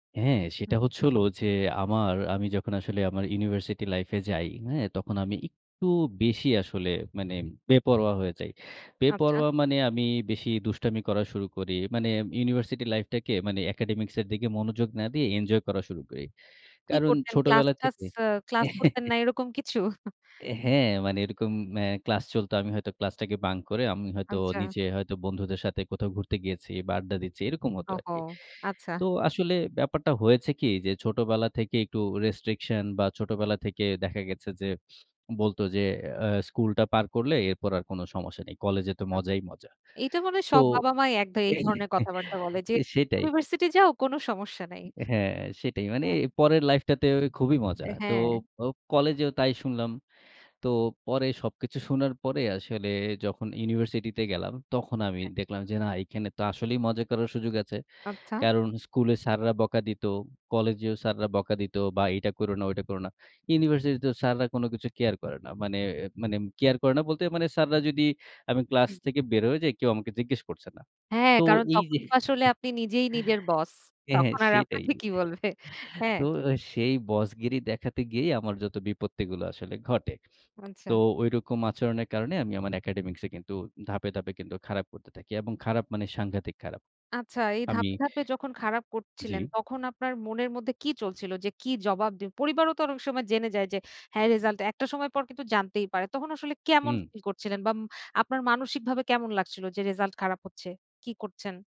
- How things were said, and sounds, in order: other background noise; chuckle; "আচ্ছা" said as "আনচ্ছা"; chuckle; chuckle; laughing while speaking: "হ্যাঁ, সেটাই"; laughing while speaking: "আপনাকে কি বলবে?"; tapping
- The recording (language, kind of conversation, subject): Bengali, podcast, একটি ব্যর্থতা থেকে আপনি কী শিখেছেন, তা কি শেয়ার করবেন?